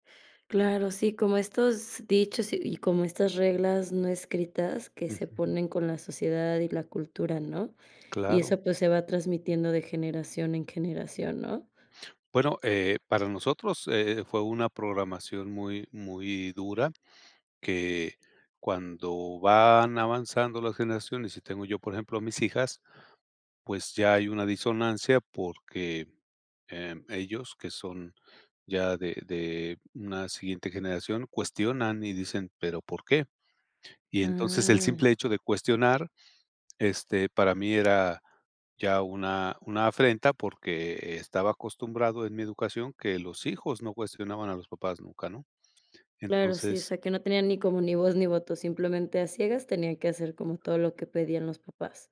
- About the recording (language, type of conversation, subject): Spanish, podcast, ¿Por qué crees que la comunicación entre generaciones es difícil?
- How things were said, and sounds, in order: none